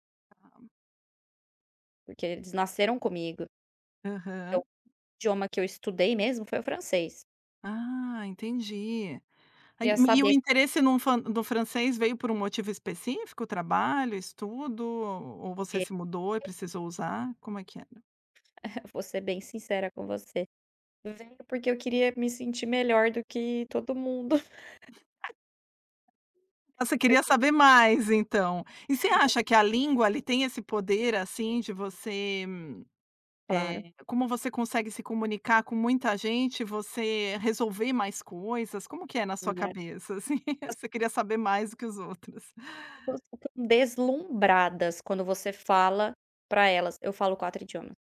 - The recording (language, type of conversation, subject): Portuguese, podcast, Como você decide qual língua usar com cada pessoa?
- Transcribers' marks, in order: tapping; other background noise; chuckle; chuckle; unintelligible speech; laughing while speaking: "assim, você queria saber mais do que os outros?"